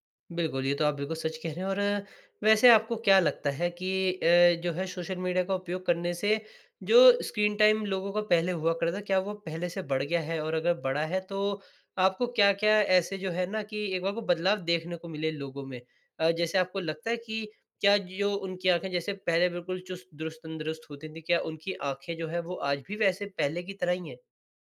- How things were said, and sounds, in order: in English: "टाइम"
- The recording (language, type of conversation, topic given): Hindi, podcast, सोशल मीडिया का आपके रोज़मर्रा के जीवन पर क्या असर पड़ता है?